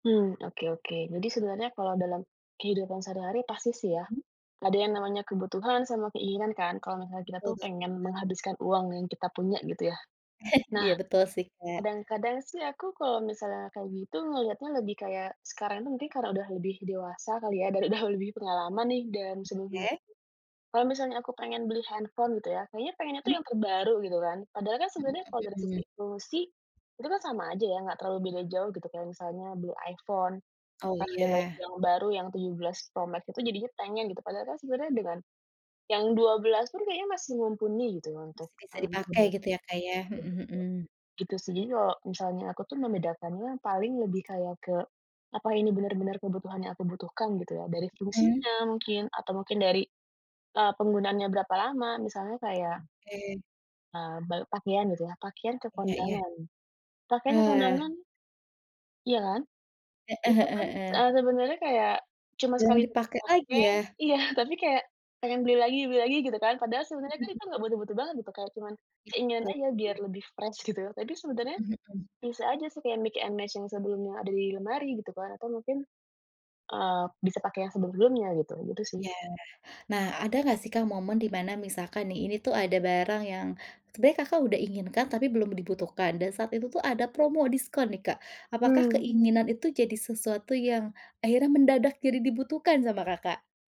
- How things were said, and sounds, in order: chuckle; laughing while speaking: "udah"; unintelligible speech; chuckle; unintelligible speech; in English: "fresh"; in English: "mix and match"
- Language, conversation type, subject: Indonesian, podcast, Bagaimana kamu membedakan kebutuhan dari keinginanmu?